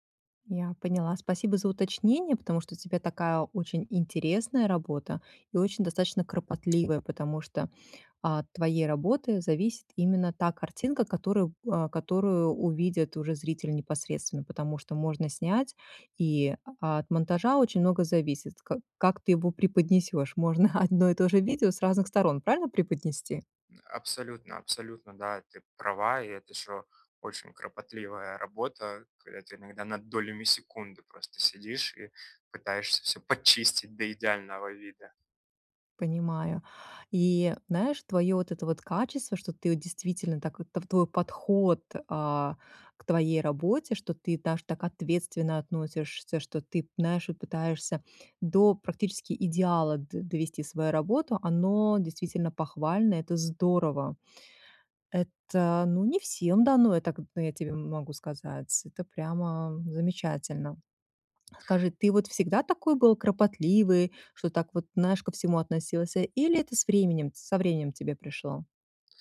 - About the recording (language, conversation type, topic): Russian, advice, Как перестать позволять внутреннему критику подрывать мою уверенность и решимость?
- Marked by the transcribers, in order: tapping; laughing while speaking: "одно"; swallow; other background noise